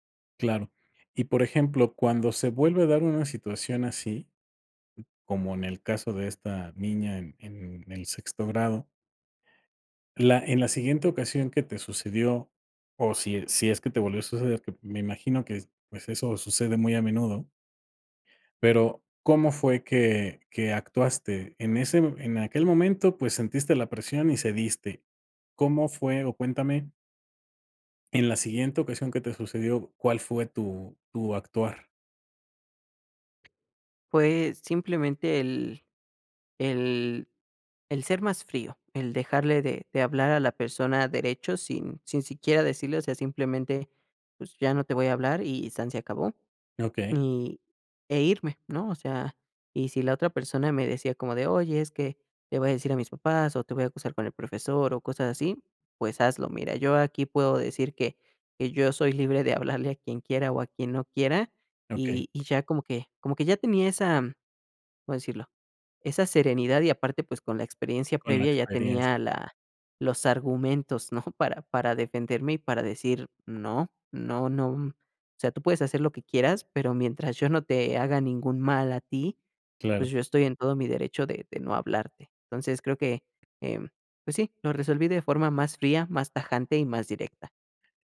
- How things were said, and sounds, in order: other background noise; tapping; laughing while speaking: "¿no?"
- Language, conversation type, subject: Spanish, podcast, ¿Cuál fue un momento que cambió tu vida por completo?